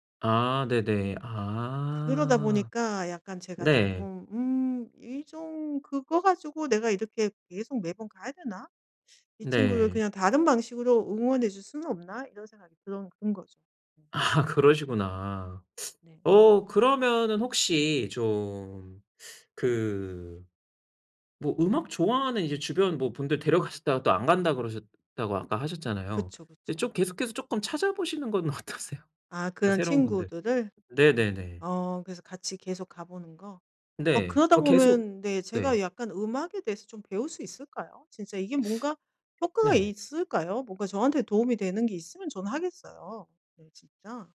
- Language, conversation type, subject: Korean, advice, 파티에 가는 게 부담스럽다면 어떻게 하면 좋을까요?
- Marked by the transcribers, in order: drawn out: "아"; laughing while speaking: "아"; tapping; laughing while speaking: "어떠세요?"; other background noise